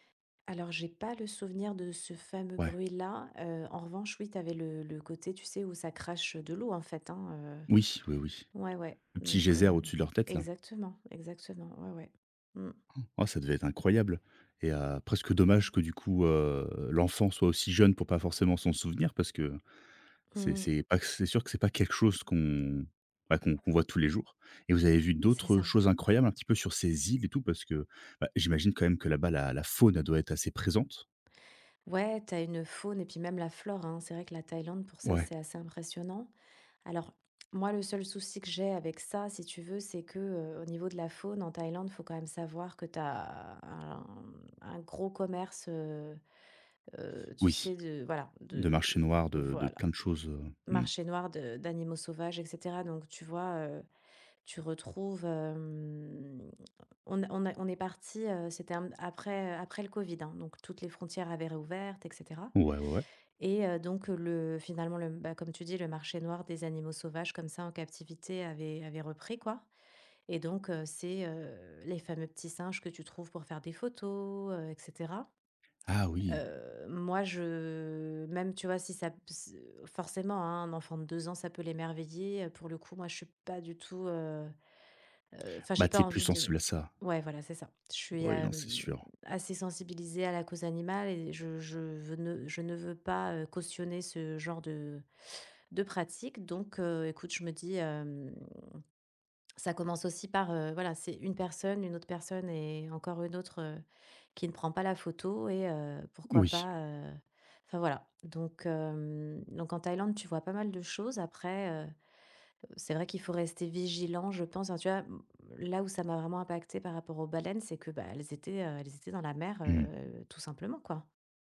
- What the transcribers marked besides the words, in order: tapping; gasp; drawn out: "De"; drawn out: "je"
- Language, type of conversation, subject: French, podcast, Peux-tu me raconter une rencontre inattendue avec un animal sauvage ?